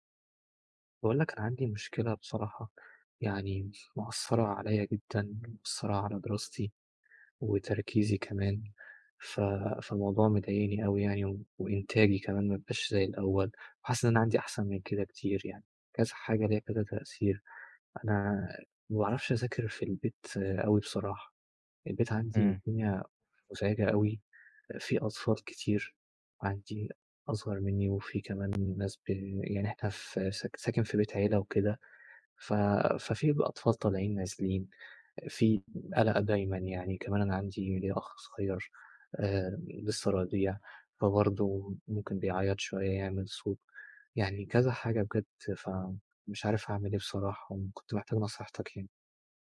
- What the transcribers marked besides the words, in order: none
- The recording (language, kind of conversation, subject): Arabic, advice, إزاي دوشة البيت والمقاطعات بتعطّلك عن التركيز وتخليك مش قادر تدخل في حالة تركيز تام؟